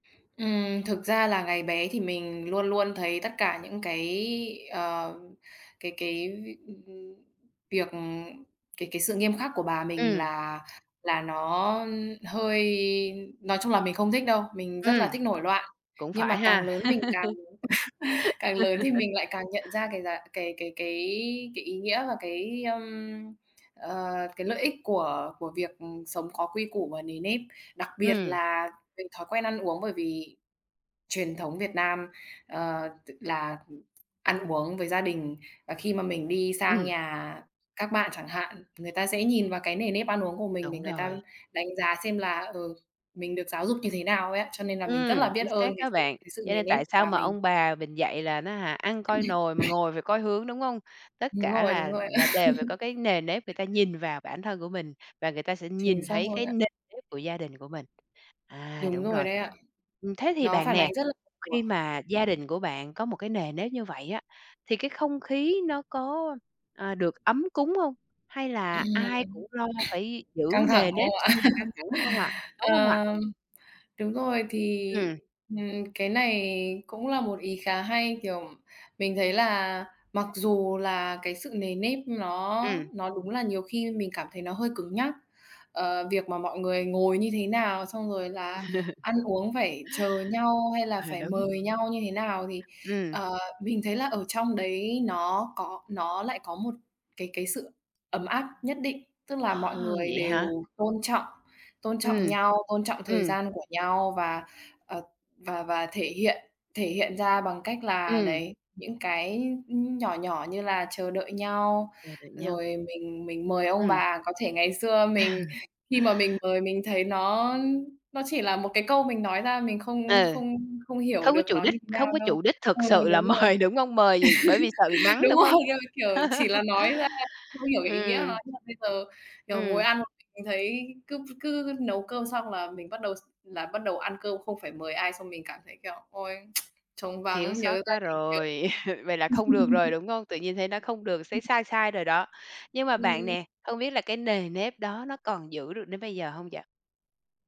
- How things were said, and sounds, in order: tapping; sneeze; laugh; other background noise; cough; chuckle; throat clearing; chuckle; chuckle; laughing while speaking: "À"; laugh; laughing while speaking: "đúng rồi, kiểu"; laughing while speaking: "mời"; laugh; tsk; chuckle; laugh
- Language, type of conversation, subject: Vietnamese, podcast, Thói quen ăn uống của gia đình bạn nói lên điều gì?